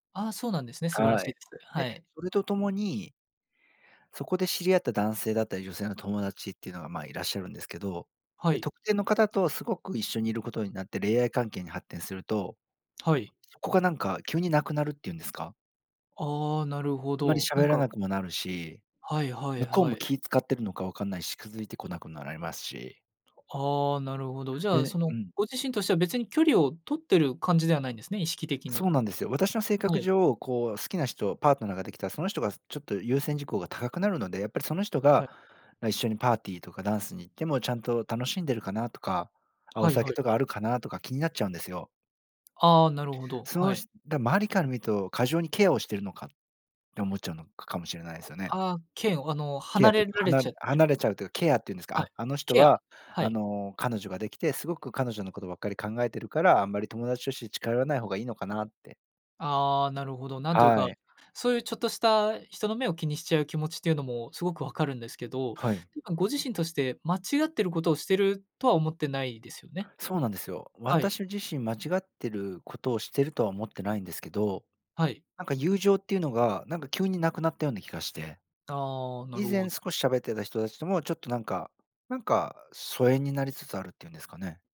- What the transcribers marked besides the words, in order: none
- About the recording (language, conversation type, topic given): Japanese, advice, 友情と恋愛を両立させるうえで、どちらを優先すべきか迷ったときはどうすればいいですか？
- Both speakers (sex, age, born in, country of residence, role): male, 20-24, Japan, Japan, advisor; male, 40-44, Japan, Japan, user